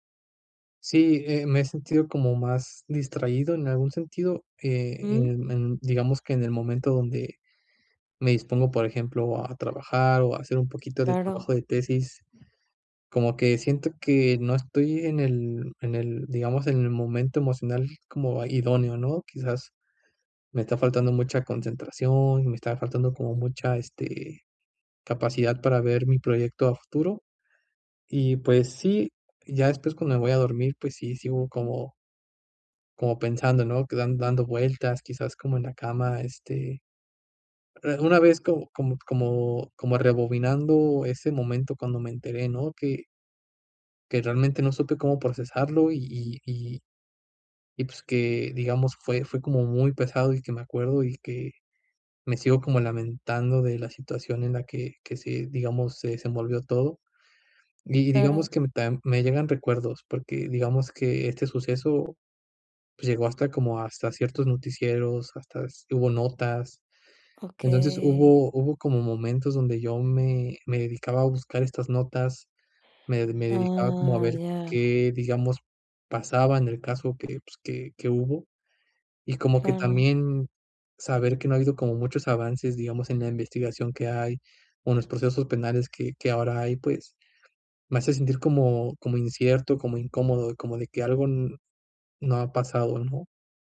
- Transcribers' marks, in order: none
- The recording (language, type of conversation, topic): Spanish, advice, ¿Cómo me afecta pensar en mi ex todo el día y qué puedo hacer para dejar de hacerlo?